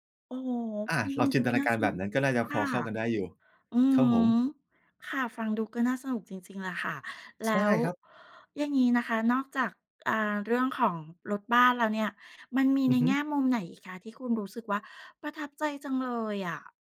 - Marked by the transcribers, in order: none
- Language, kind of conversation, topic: Thai, podcast, คุณช่วยเล่าเรื่องการเดินทางที่เปลี่ยนชีวิตให้ฟังหน่อยได้ไหม?